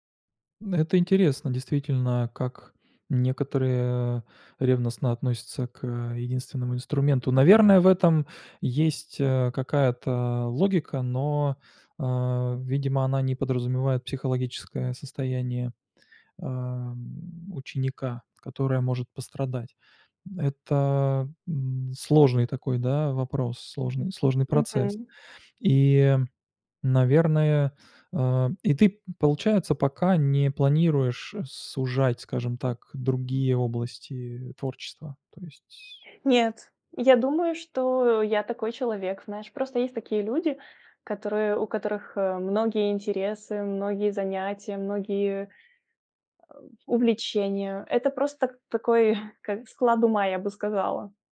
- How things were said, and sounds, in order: chuckle
- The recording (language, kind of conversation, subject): Russian, advice, Как вы справляетесь со страхом критики вашего творчества или хобби?